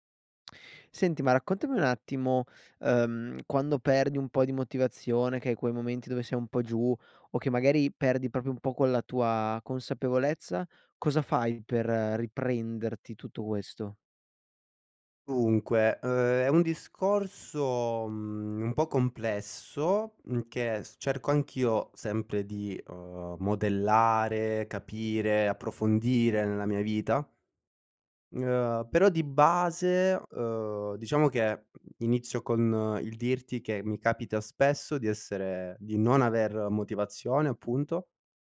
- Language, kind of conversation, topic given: Italian, podcast, Quando perdi la motivazione, cosa fai per ripartire?
- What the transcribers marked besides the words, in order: none